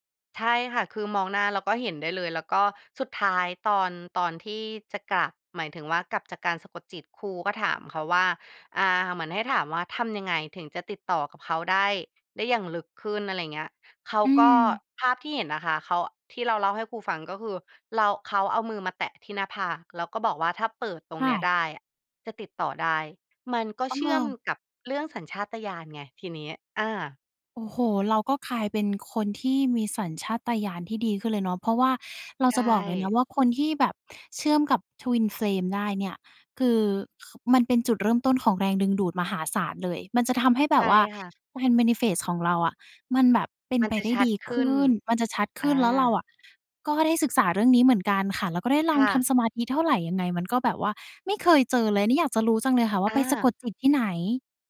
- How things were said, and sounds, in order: in English: "manifest"
- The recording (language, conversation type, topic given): Thai, podcast, เราควรปรับสมดุลระหว่างสัญชาตญาณกับเหตุผลในการตัดสินใจอย่างไร?